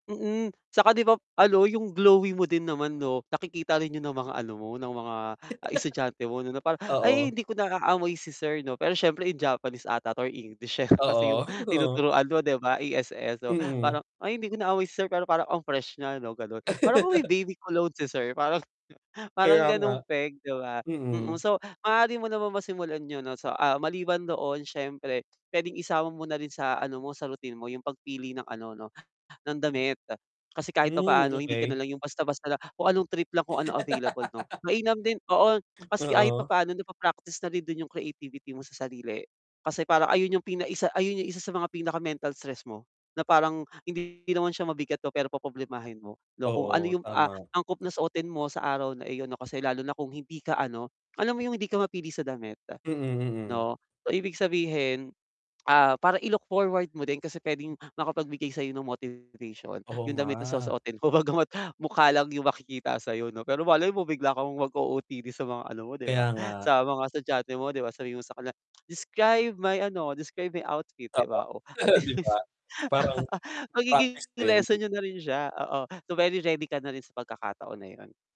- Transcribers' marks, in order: static; "ba" said as "bap"; laugh; laughing while speaking: "oo"; laugh; breath; laugh; distorted speech; tapping; laughing while speaking: "Bagama't"; laugh; laughing while speaking: "at least"; laugh
- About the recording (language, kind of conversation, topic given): Filipino, advice, Paano ako makalilikha ng simple at pangmatagalang gawi sa umaga?